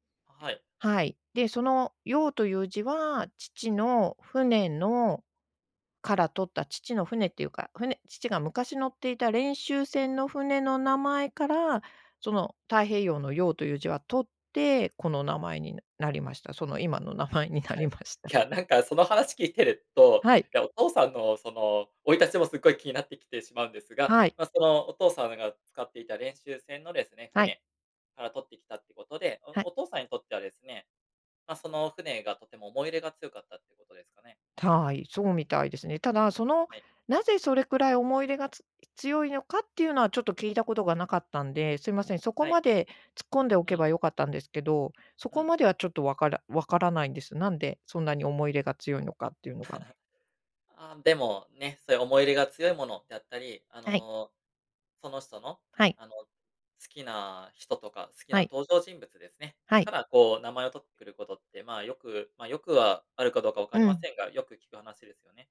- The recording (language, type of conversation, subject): Japanese, podcast, 名前の由来や呼び方について教えてくれますか？
- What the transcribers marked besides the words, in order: laugh